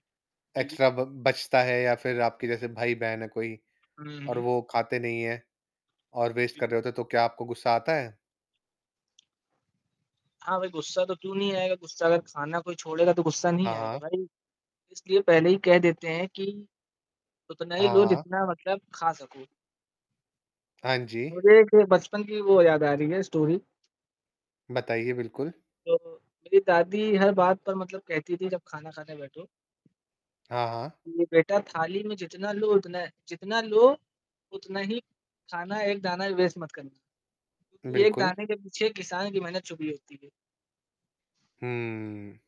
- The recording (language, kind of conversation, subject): Hindi, unstructured, क्या आपको लगता है कि लोग खाने की बर्बादी होने तक ज़रूरत से ज़्यादा खाना बनाते हैं?
- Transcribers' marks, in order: distorted speech; in English: "एक्स्ट्रा"; in English: "वेस्ट"; in English: "स्टोरी"; in English: "वेस्ट"